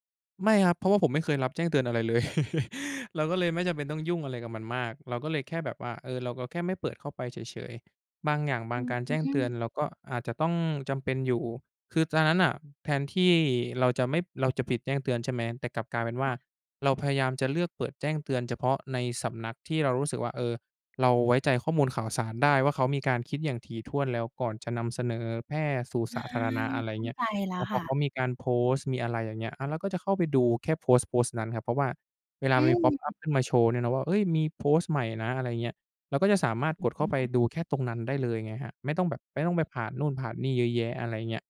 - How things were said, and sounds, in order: chuckle; in English: "พ็อป อัป"
- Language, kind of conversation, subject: Thai, podcast, คุณเคยทำดีท็อกซ์ดิจิทัลไหม แล้วเป็นอย่างไรบ้าง?